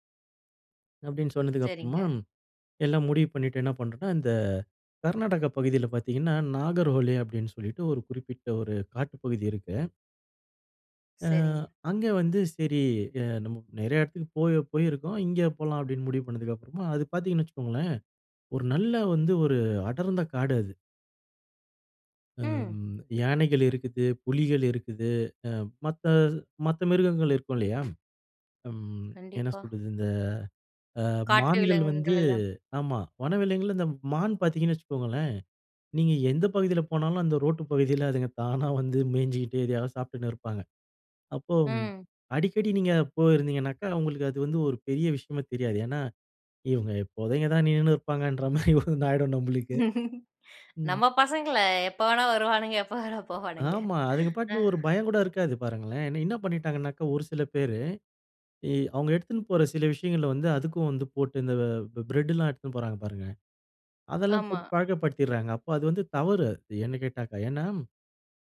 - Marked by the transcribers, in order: laughing while speaking: "அதுங்க தானா வந்து மேய்ஞ்சுகிட்டு, எதையாவது சாப்பிட்டுன்னு இருப்பாங்க"; laughing while speaking: "நின்னுன்னு இருப்பாங்கன்ற மாதிரி ஒண்ணு ஆயிடும் நம்மளுக்கு"; laughing while speaking: "நம்ம பசங்கள எப்ப வேணா வருவானுங்க, எப்போ வேணா போவானுங்க"; other background noise
- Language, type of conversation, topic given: Tamil, podcast, காட்டில் உங்களுக்கு ஏற்பட்ட எந்த அனுபவம் உங்களை மனதார ஆழமாக உலுக்கியது?